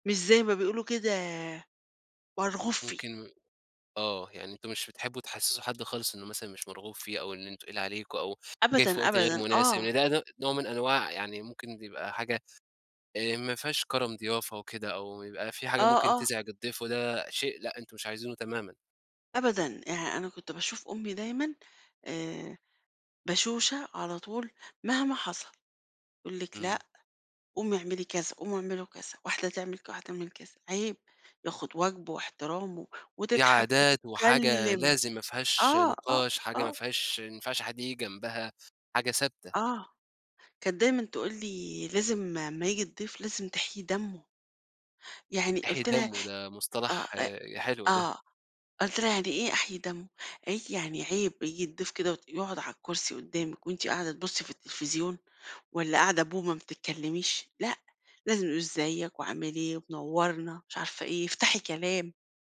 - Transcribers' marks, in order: tapping; tsk
- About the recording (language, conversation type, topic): Arabic, podcast, إيه رأيك في عادات الضيافة، وإزاي بتعبّر عن قيم المجتمع؟
- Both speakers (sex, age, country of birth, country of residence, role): female, 50-54, Egypt, Portugal, guest; male, 20-24, Egypt, Egypt, host